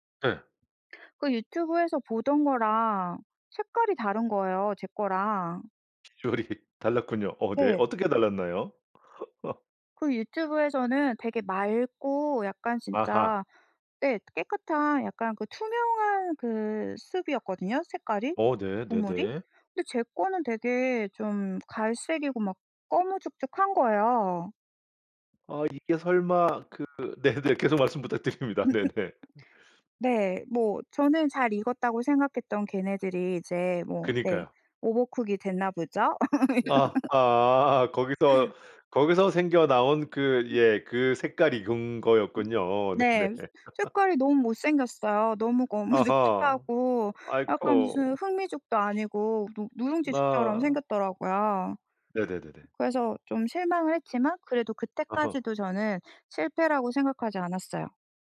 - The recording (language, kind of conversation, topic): Korean, podcast, 실패한 요리 경험을 하나 들려주실 수 있나요?
- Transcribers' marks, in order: tapping; laughing while speaking: "요리"; laugh; put-on voice: "soup"; in English: "soup"; other background noise; laughing while speaking: "계속 말씀 부탁드립니다. 네네"; laugh; in English: "오버쿡이"; laugh; laughing while speaking: "네네"; laugh; laughing while speaking: "거무죽죽하고"